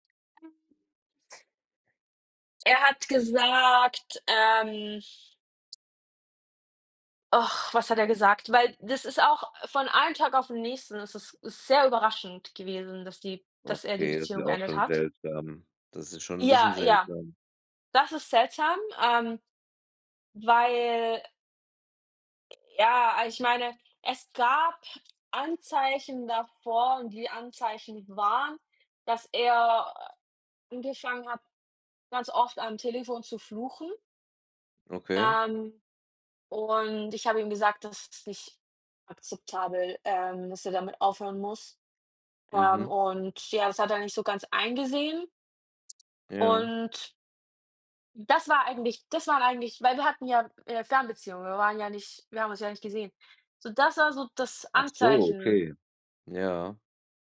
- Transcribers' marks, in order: other background noise
- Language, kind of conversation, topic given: German, unstructured, Was zerstört für dich eine Beziehung?